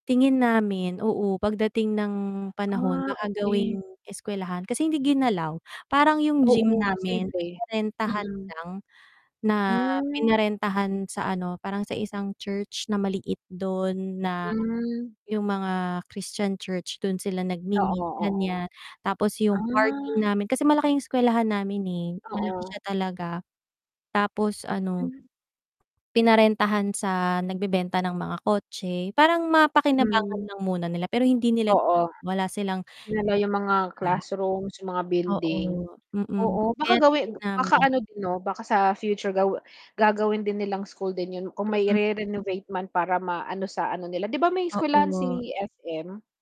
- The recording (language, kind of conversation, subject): Filipino, unstructured, Paano mo ilalarawan ang karanasan mo sa paaralan, at ano ang mga bagay na gusto mo at hindi mo gusto rito?
- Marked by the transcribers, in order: mechanical hum; distorted speech